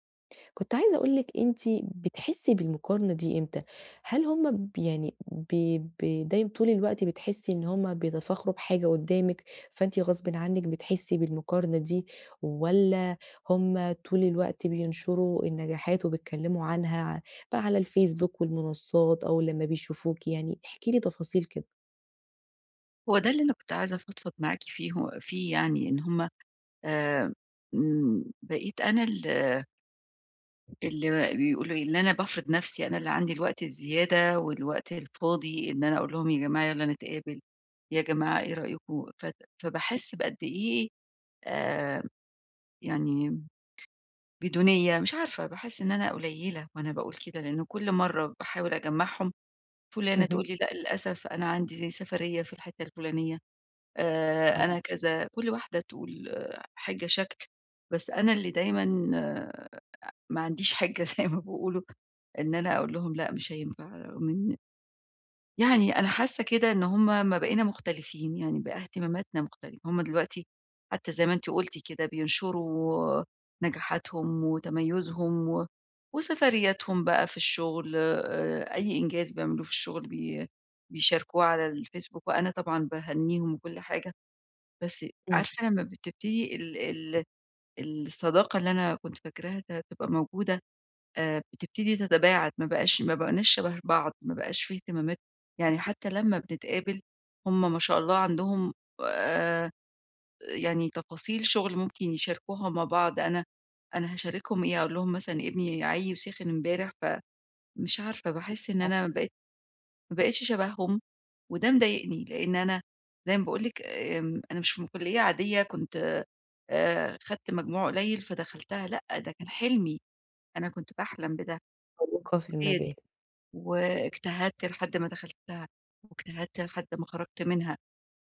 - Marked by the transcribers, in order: other background noise; laughing while speaking: "زي ما بيقولوا"; tapping; unintelligible speech
- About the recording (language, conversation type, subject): Arabic, advice, إزاي أبطّل أقارن نفسي على طول بنجاحات صحابي من غير ما ده يأثر على علاقتي بيهم؟